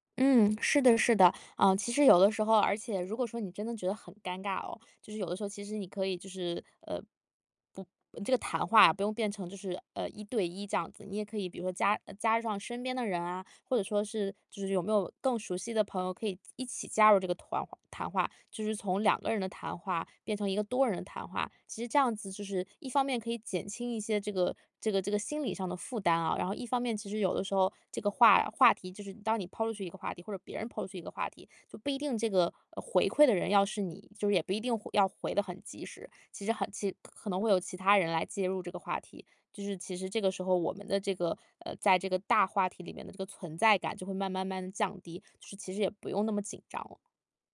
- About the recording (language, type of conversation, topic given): Chinese, advice, 如何在派对上不显得格格不入？
- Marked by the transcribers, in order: none